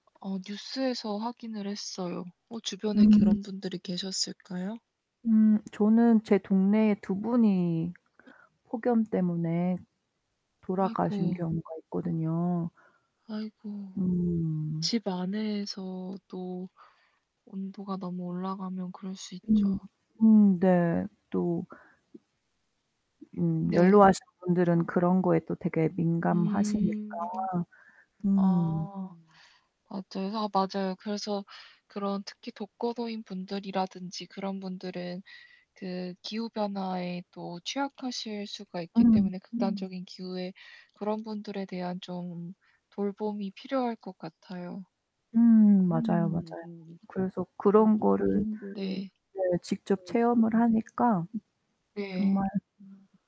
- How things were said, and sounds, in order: distorted speech; other background noise; tapping; unintelligible speech; background speech
- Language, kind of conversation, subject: Korean, unstructured, 기후 변화가 우리 삶에 어떤 영향을 미칠까요?